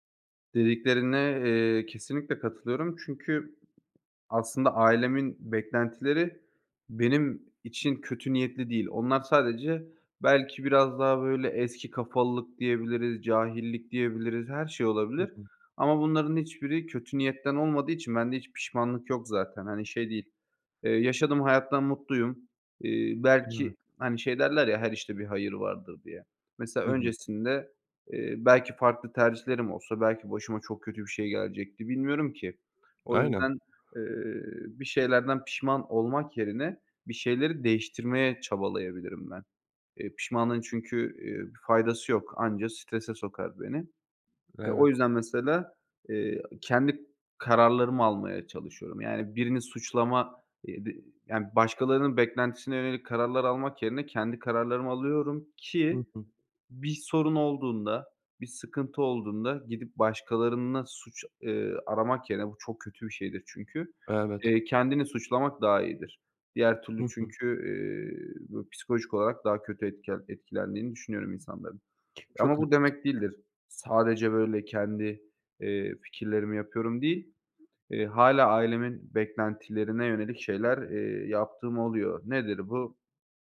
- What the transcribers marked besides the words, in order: other background noise
- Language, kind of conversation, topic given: Turkish, podcast, Aile beklentileri seçimlerini sence nasıl etkiler?